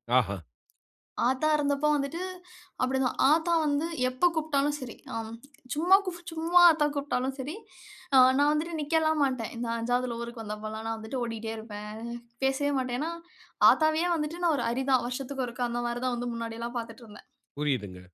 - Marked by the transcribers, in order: other background noise
- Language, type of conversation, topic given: Tamil, podcast, முதியோரை மதிப்பதற்காக உங்கள் குடும்பத்தில் பின்பற்றப்படும் நடைமுறைகள் என்னென்ன?